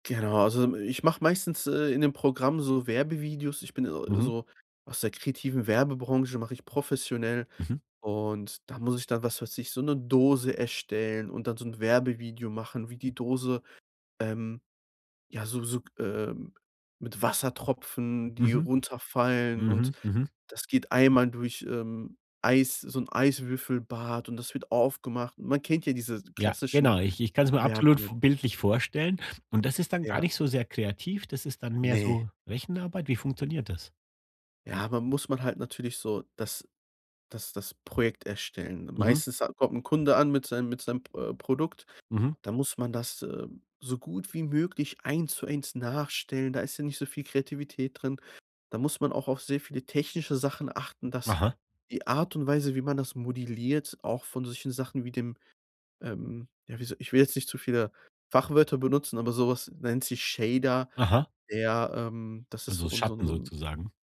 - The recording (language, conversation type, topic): German, podcast, Wie findest du wieder in den Flow?
- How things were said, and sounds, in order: none